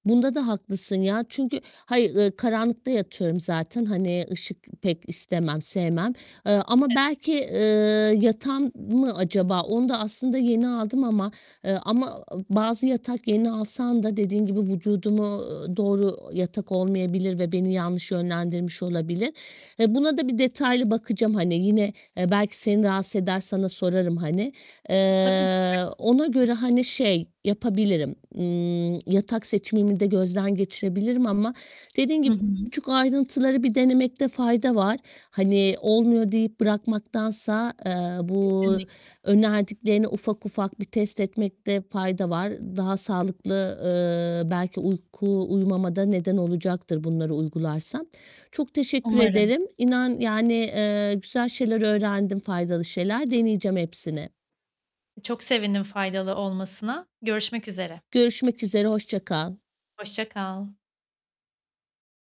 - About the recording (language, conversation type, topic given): Turkish, advice, Düzenli bir uyku rutini oluşturmakta zorlanıyorum; her gece farklı saatlerde uyuyorum, ne yapmalıyım?
- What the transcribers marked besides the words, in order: distorted speech; other background noise; tapping; static; mechanical hum